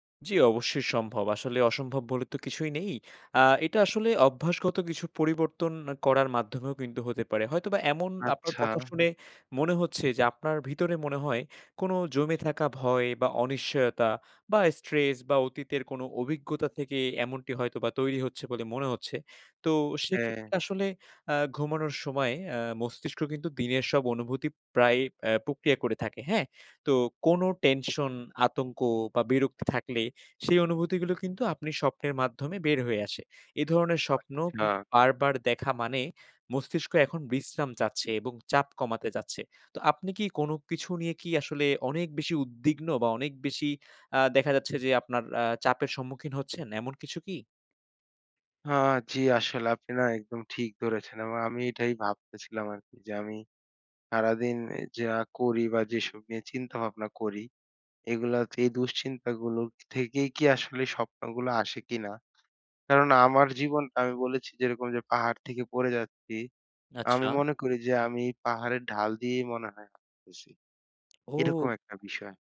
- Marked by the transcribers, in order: tapping
- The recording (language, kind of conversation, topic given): Bengali, advice, বারবার ভীতিকর স্বপ্ন দেখে শান্তিতে ঘুমাতে না পারলে কী করা উচিত?